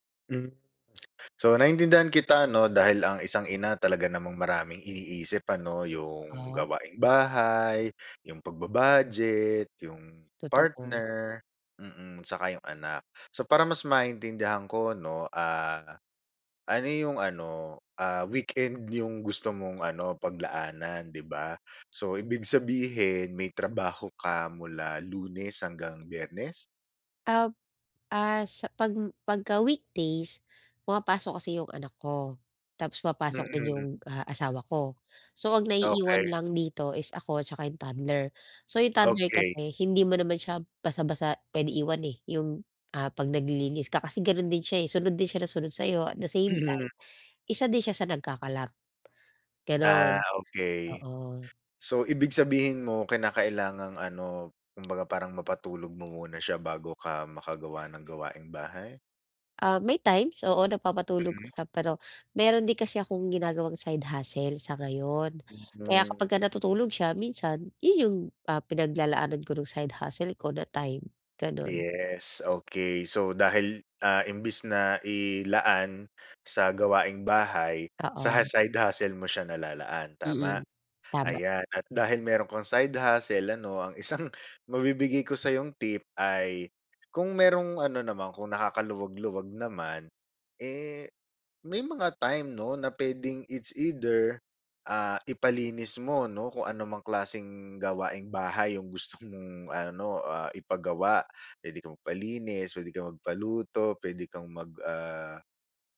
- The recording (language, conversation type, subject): Filipino, advice, Paano ko mababalanse ang pahinga at mga gawaing-bahay tuwing katapusan ng linggo?
- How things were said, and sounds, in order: other background noise; tapping